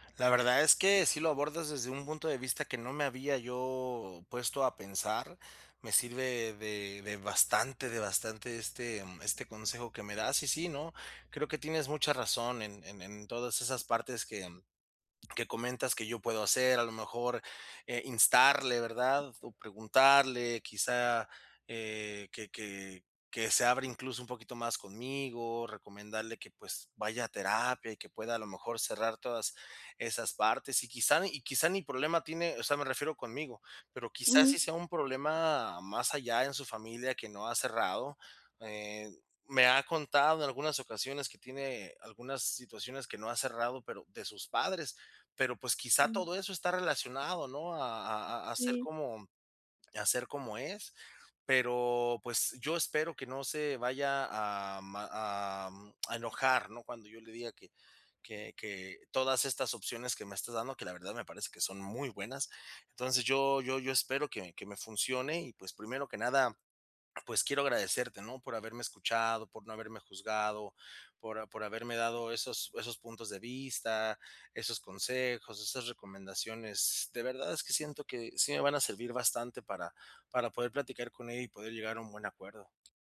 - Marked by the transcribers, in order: none
- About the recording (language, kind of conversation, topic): Spanish, advice, ¿Cómo puedo establecer límites saludables y comunicarme bien en una nueva relación después de una ruptura?